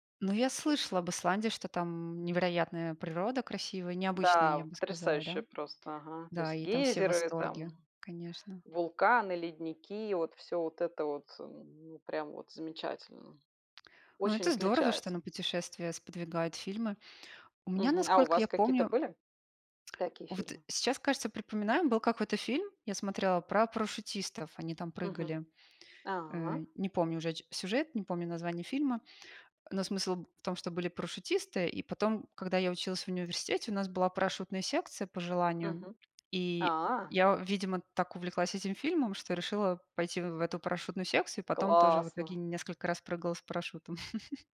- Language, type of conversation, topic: Russian, unstructured, Какое значение для тебя имеют фильмы в повседневной жизни?
- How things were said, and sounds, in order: other background noise; tapping; chuckle